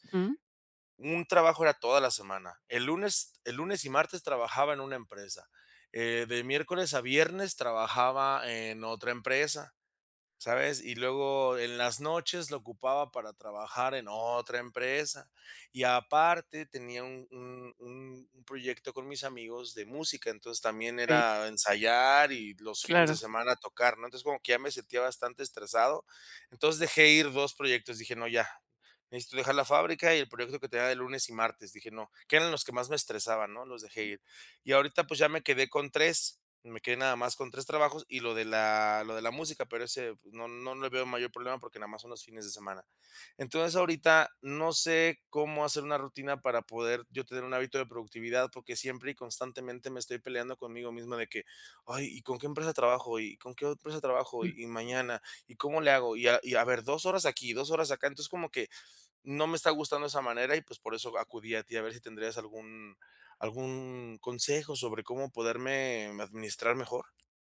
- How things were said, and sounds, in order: other background noise; tapping
- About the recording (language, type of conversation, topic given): Spanish, advice, ¿Cómo puedo establecer una rutina y hábitos que me hagan más productivo?